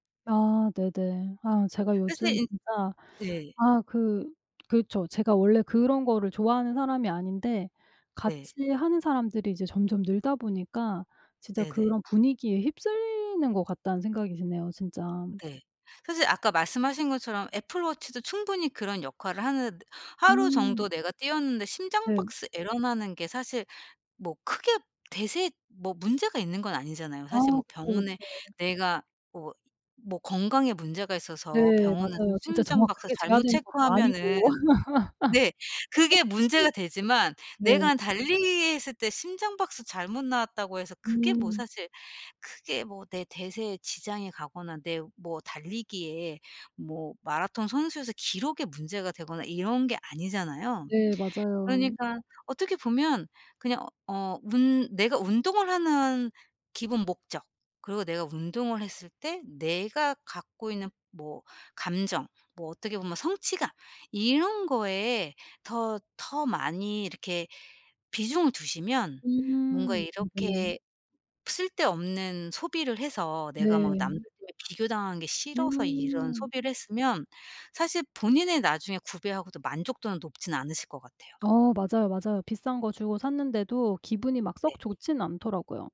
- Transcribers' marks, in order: other background noise; tapping; laugh
- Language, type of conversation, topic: Korean, advice, 값비싼 소비를 한 뒤 죄책감과 후회가 반복되는 이유는 무엇인가요?
- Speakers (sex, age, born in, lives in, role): female, 45-49, South Korea, Portugal, advisor; female, 45-49, South Korea, United States, user